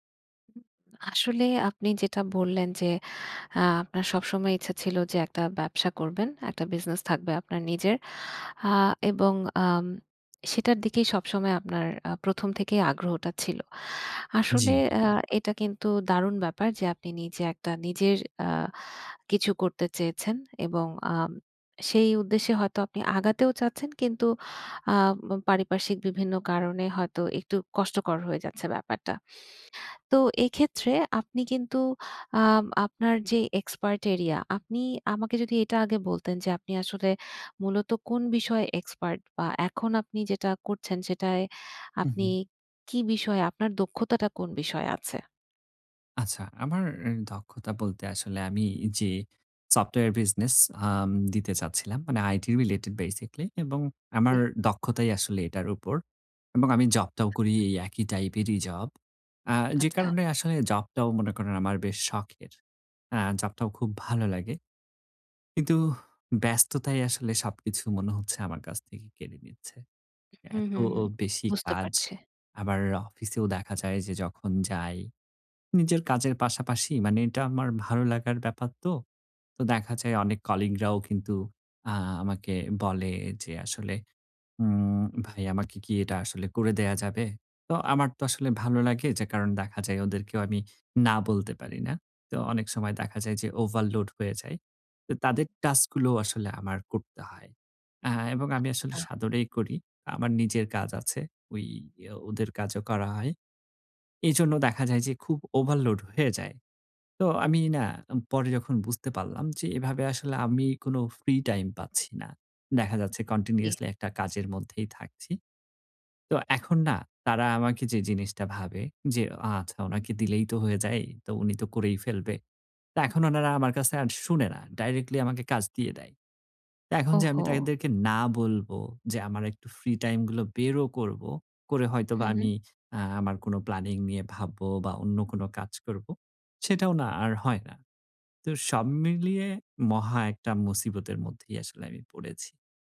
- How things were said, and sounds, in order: in English: "রিলেটেড বেসিকলি"; "কলিগ" said as "কলিং"; in English: "ওভারলোড"; in English: "ওভারলোড"; in English: "কন্টিনিউয়াসলি"; in English: "ডাইরেক্টলি"
- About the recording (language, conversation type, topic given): Bengali, advice, চাকরি নেওয়া কি ব্যক্তিগত স্বপ্ন ও লক্ষ্য ত্যাগ করার অর্থ?